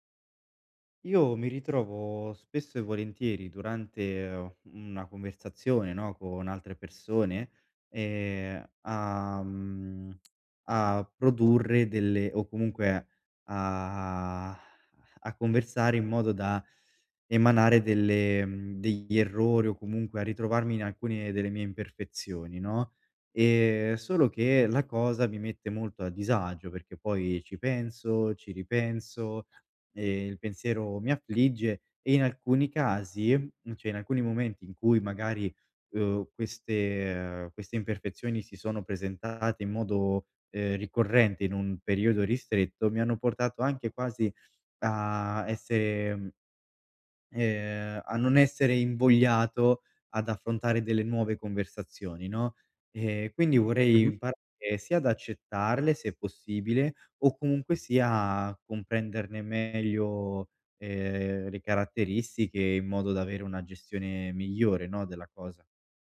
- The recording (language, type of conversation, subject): Italian, advice, Come posso accettare i miei errori nelle conversazioni con gli altri?
- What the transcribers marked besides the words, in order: tsk; sigh